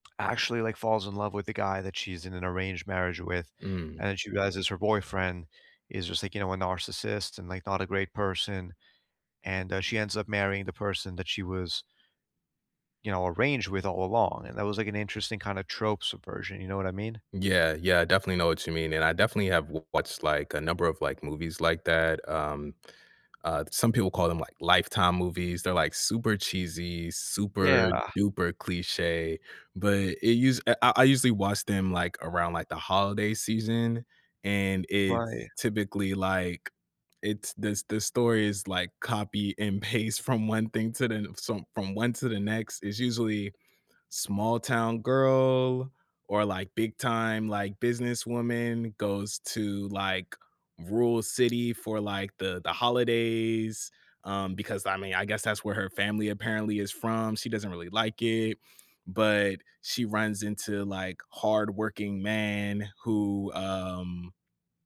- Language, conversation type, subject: English, unstructured, How do movies influence the way you date, flirt, or imagine romance in real life?
- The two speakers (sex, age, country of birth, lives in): male, 25-29, United States, United States; male, 30-34, United States, United States
- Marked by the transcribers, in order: laughing while speaking: "paste"